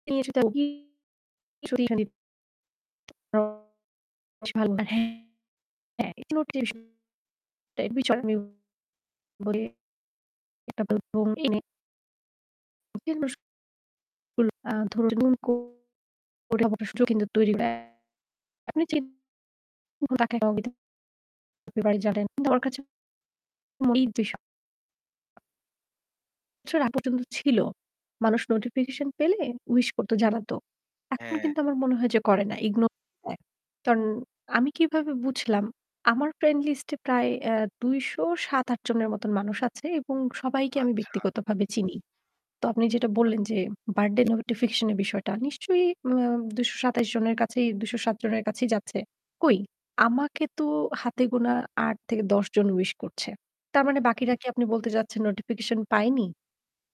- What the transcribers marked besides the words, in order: distorted speech; unintelligible speech; unintelligible speech; unintelligible speech; unintelligible speech; unintelligible speech; unintelligible speech; tapping; static; unintelligible speech
- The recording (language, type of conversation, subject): Bengali, podcast, তুমি কি মনে করো, ভবিষ্যতে সামাজিক মাধ্যম আমাদের সম্পর্কগুলো বদলে দেবে?